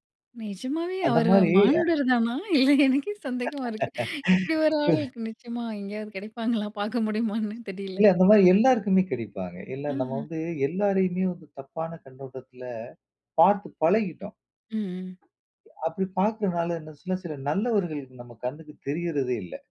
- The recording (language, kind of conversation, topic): Tamil, podcast, புதிய ஒருவரை சந்தித்தவுடன் இயல்பாக உரையாடலை எப்படித் தொடங்கலாம்?
- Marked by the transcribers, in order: surprised: "நெஜமாவே அவரு மானுடர் தானா?"; laughing while speaking: "இல்ல எனக்கே சந்தேகமா இருக்கு"; other background noise; laugh; tapping